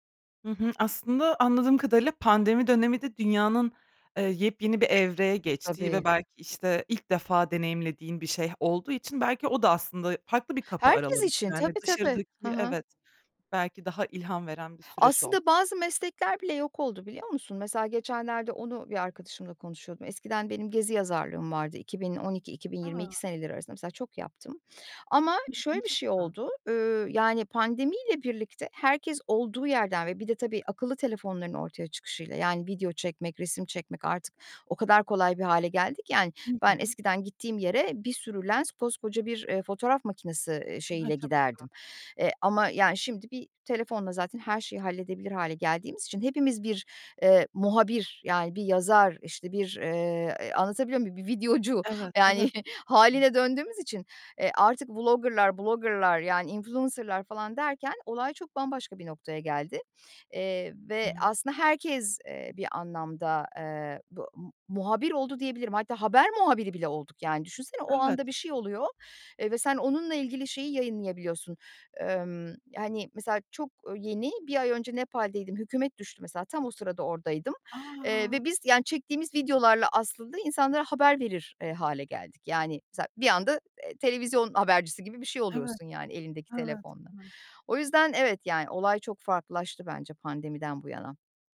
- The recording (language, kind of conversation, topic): Turkish, podcast, Günlük rutin yaratıcılığı nasıl etkiler?
- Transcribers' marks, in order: tapping; other background noise; other noise; laughing while speaking: "yani, hâliyle döndüğümüz için"; in English: "vlogger'lar, blogger'lar"; in English: "influencer'lar"